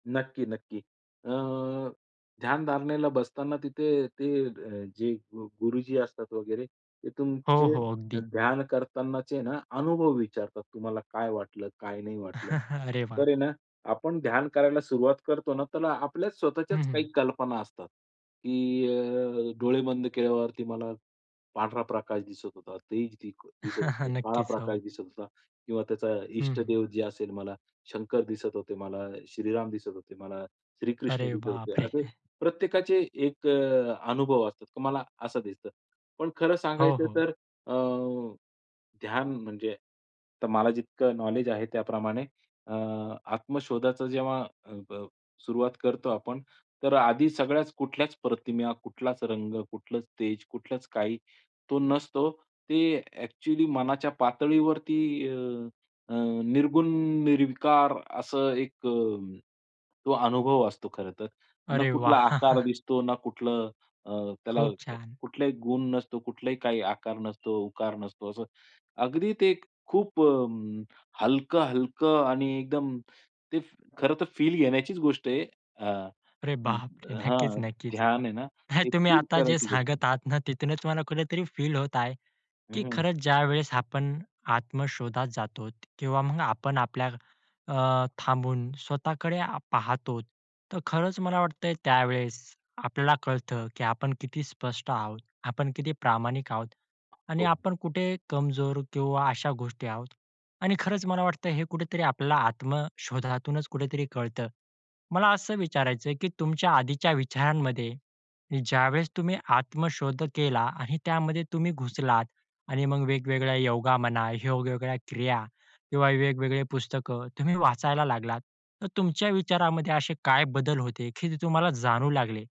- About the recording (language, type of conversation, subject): Marathi, podcast, तुमच्या आयुष्यातला एक मोठा आत्मशोधाचा अनुभव कोणता होता?
- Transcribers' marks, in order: laugh; laughing while speaking: "हां, हां, हां"; other background noise; chuckle; laugh; horn; chuckle